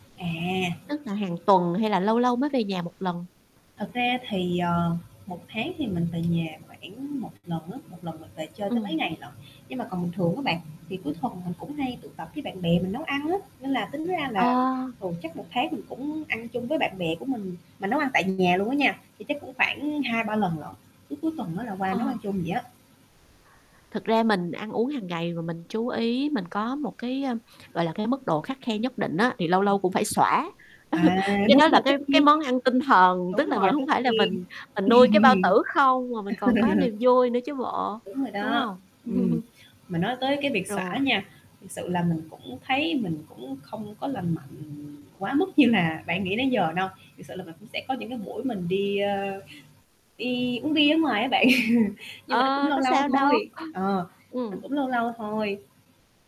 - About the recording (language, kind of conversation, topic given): Vietnamese, podcast, Bạn có mẹo nào để ăn uống lành mạnh mà vẫn dễ áp dụng hằng ngày không?
- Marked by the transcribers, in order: static; tapping; distorted speech; mechanical hum; unintelligible speech; chuckle; chuckle; chuckle; chuckle; other noise